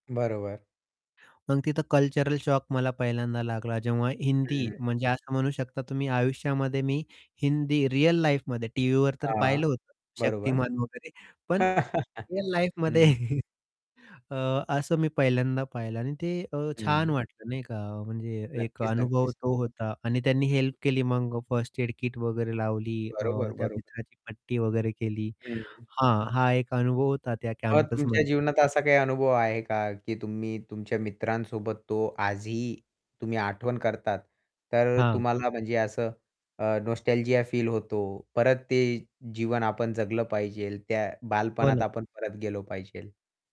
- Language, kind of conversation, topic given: Marathi, podcast, तुमची बालपणीची आवडती बाहेरची जागा कोणती होती?
- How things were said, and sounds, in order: tapping; static; other background noise; distorted speech; laugh; chuckle; in English: "नॉस्टॅल्जिया"; "पाहिजे" said as "पाहिजेल"; "पाहिजे" said as "पाहिजेल"